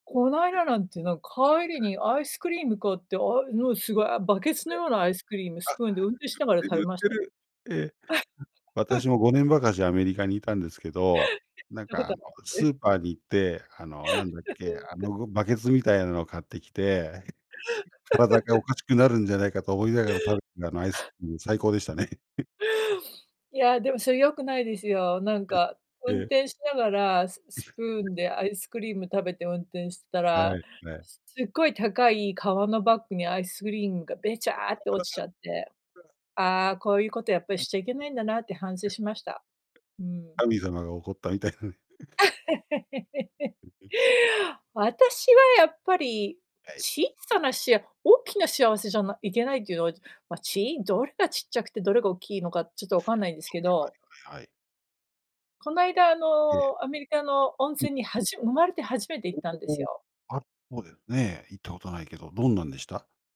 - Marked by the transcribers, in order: unintelligible speech; unintelligible speech; distorted speech; chuckle; unintelligible speech; chuckle; laugh; chuckle; chuckle; unintelligible speech; unintelligible speech; chuckle; laugh; unintelligible speech; unintelligible speech
- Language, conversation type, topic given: Japanese, unstructured, 毎日の中で小さな幸せを感じるのはどんな瞬間ですか？